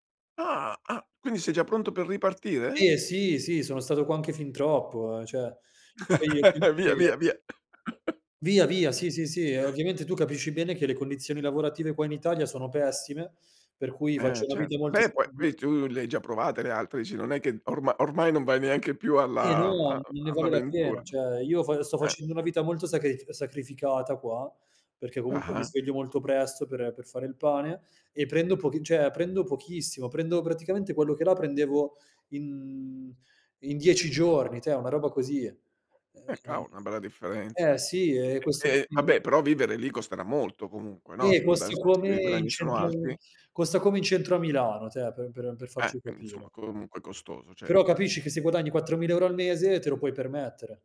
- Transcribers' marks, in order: laugh; unintelligible speech; chuckle; other background noise; unintelligible speech; "cioè" said as "ceh"
- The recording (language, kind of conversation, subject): Italian, podcast, Quando hai lasciato qualcosa di sicuro per provare a ricominciare altrove?